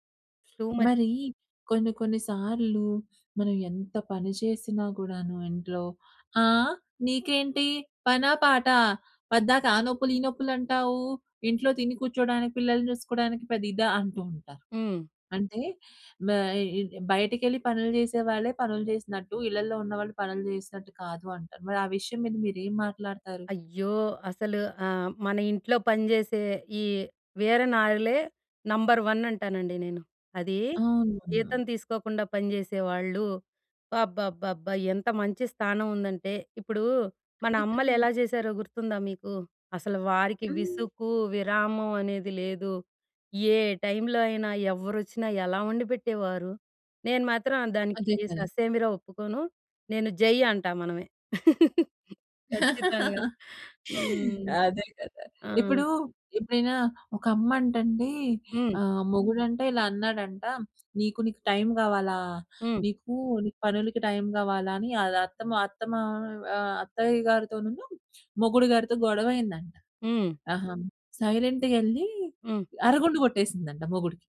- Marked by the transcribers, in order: other background noise; in English: "టూ మచ్"; in English: "నంబర్ వన్"; laugh; tapping
- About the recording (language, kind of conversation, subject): Telugu, podcast, పని, వ్యక్తిగత జీవితం రెండింటిని సమతుల్యం చేసుకుంటూ మీ హాబీకి సమయం ఎలా దొరకబెట్టుకుంటారు?